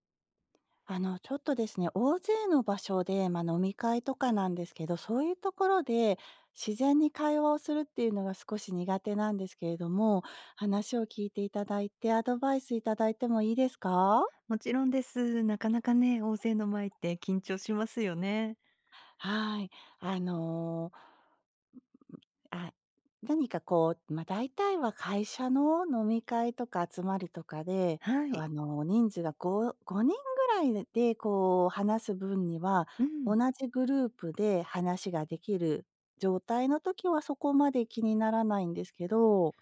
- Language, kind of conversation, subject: Japanese, advice, 大勢の場で会話を自然に続けるにはどうすればよいですか？
- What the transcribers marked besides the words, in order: none